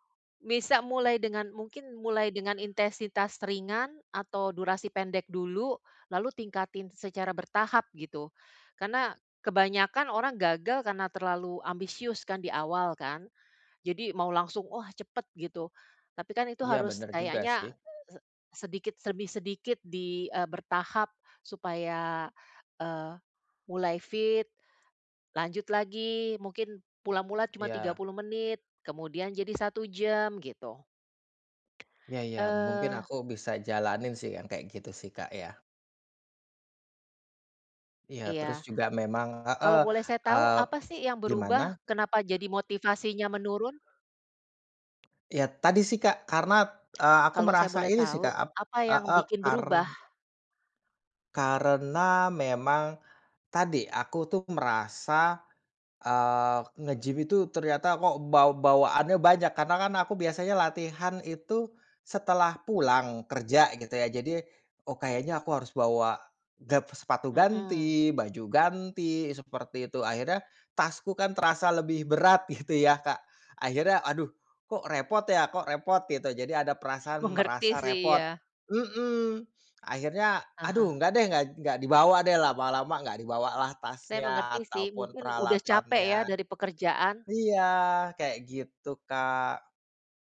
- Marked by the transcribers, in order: none
- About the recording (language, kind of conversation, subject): Indonesian, advice, Mengapa saya sering kehilangan motivasi untuk berlatih setelah beberapa minggu, dan bagaimana cara mempertahankannya?